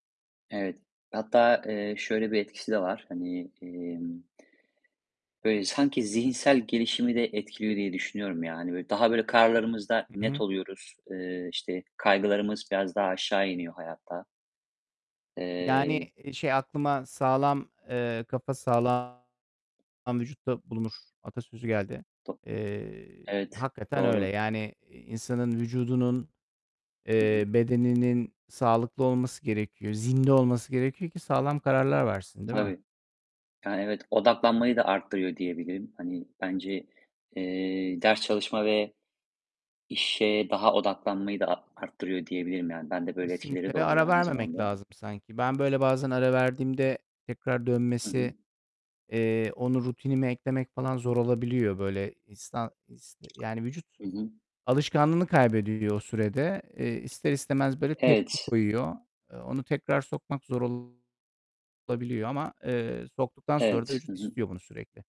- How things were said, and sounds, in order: other background noise; distorted speech; tapping
- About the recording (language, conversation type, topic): Turkish, unstructured, Düzenli spor yapmanın günlük hayat üzerindeki etkileri nelerdir?